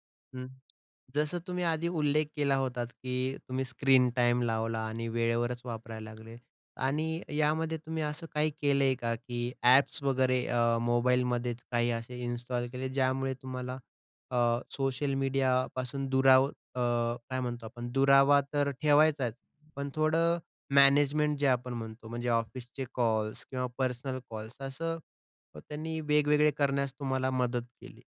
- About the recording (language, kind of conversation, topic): Marathi, podcast, सोशल मीडियावर किती वेळ द्यायचा, हे कसे ठरवायचे?
- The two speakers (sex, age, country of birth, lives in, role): female, 45-49, India, India, guest; male, 30-34, India, India, host
- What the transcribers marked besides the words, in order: other background noise